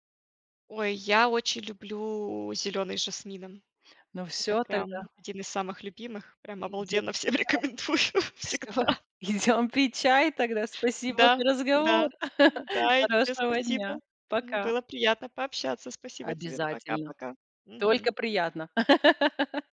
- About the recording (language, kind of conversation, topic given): Russian, podcast, Что помогает тебе расслабиться после тяжёлого дня?
- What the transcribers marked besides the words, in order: laughing while speaking: "всем рекомендую всегда"; laugh; tapping; laugh